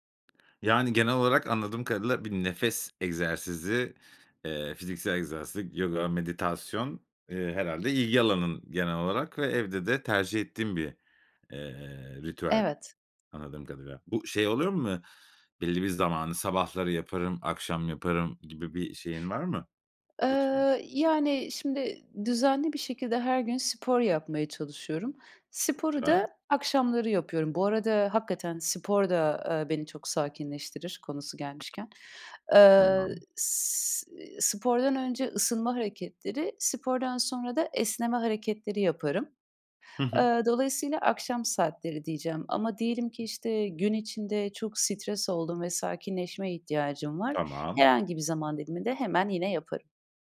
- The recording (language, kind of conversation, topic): Turkish, podcast, Evde sakinleşmek için uyguladığın küçük ritüeller nelerdir?
- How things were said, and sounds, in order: other background noise; other noise